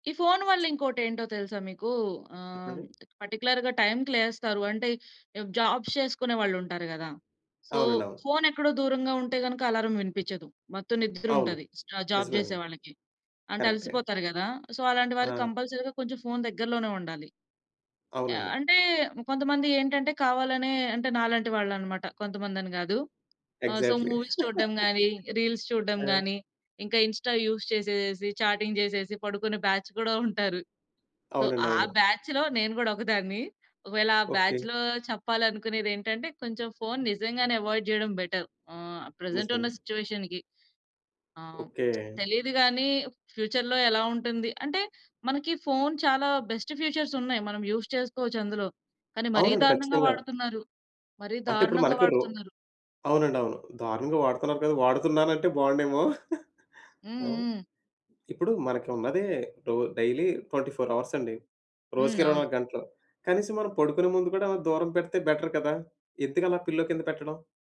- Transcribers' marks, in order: in English: "పర్టిక్యులర్‌గా"; in English: "జాబ్స్"; in English: "సో"; in English: "జాబ్"; in English: "సో"; in English: "కంపల్సరీగా"; in English: "ఎగ్జాక్ట్‌లీ"; in English: "సో మూవీస్"; giggle; in English: "రీల్స్"; in English: "ఇన్‌స్టా యూజ్"; in English: "చాటింగ్"; laughing while speaking: "బ్యాచ్ గూడా ఉంటారు"; in English: "బ్యాచ్"; in English: "సో"; in English: "బ్యాచ్‌లో"; laughing while speaking: "నేను గూడా ఒకదాన్ని"; in English: "బ్యాచ్‌లో"; in English: "అవాయిడ్"; in English: "బెటర్"; in English: "ప్రెజెంట్"; in English: "సిట్యుయేషన్‌కి"; lip smack; in English: "ఫ్యూచర్‌లో"; in English: "బెస్ట్ ఫీచర్స్"; in English: "యూజ్"; laughing while speaking: "వాడుతున్నానంటే బాగుండేమో!"; in English: "డైలీ ట్వెంటీ ఫోర్ అవర్స్"; in English: "బెటర్"; in English: "పిల్లో"
- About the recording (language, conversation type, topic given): Telugu, podcast, రాత్రి ఫోన్‌ను పడకగదిలో ఉంచుకోవడం గురించి మీ అభిప్రాయం ఏమిటి?